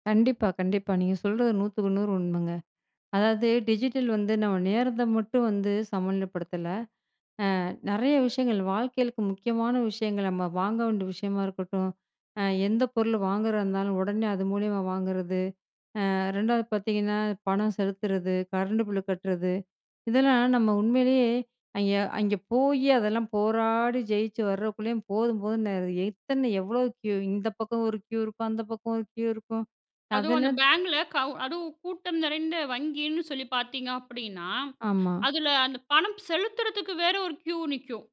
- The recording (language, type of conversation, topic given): Tamil, podcast, டிஜிட்டல் வாழ்வையும் நமது நேரத்தையும் எப்படி சமநிலைப்படுத்தலாம்?
- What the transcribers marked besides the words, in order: in English: "டிஜிட்டல்"; in English: "க்யூ?"; in English: "க்யூ"; in English: "க்யூ"; in English: "க்யூ"